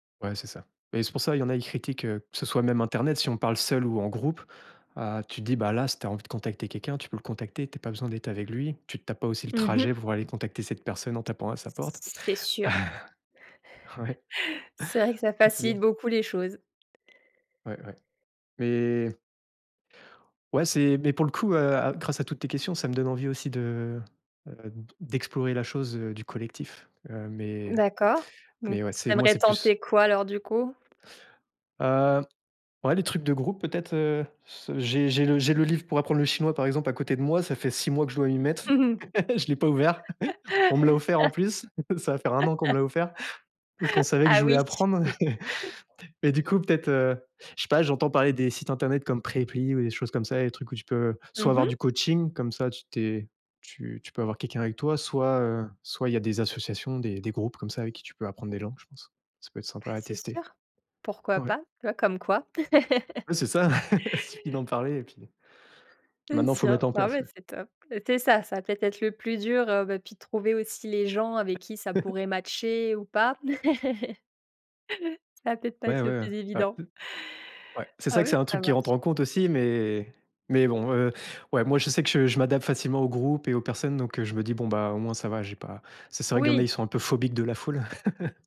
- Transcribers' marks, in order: tapping; chuckle; chuckle; chuckle; laugh; laughing while speaking: "Je l'ai pas ouvert. On … je voulais apprendre"; laugh; unintelligible speech; laugh; chuckle; chuckle; chuckle; chuckle
- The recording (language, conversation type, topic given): French, podcast, Préférez-vous pratiquer seul ou avec des amis, et pourquoi ?